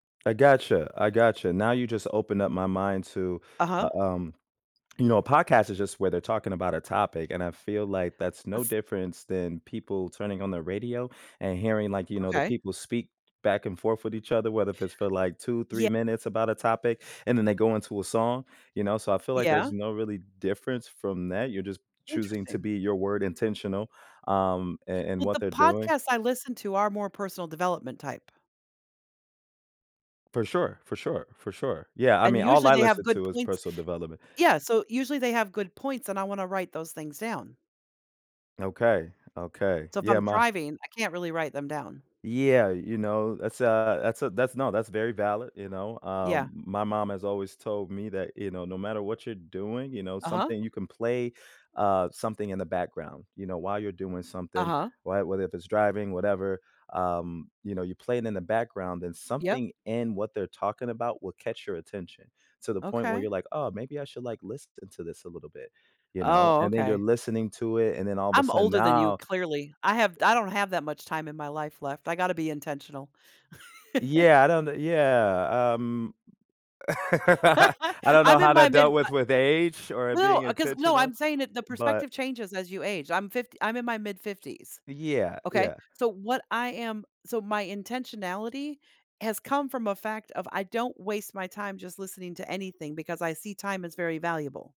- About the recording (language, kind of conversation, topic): English, unstructured, What influences your decision to listen to music or a podcast while commuting?
- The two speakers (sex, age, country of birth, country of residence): female, 55-59, United States, United States; male, 30-34, United States, United States
- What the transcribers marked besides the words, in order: other background noise; tapping; chuckle; laugh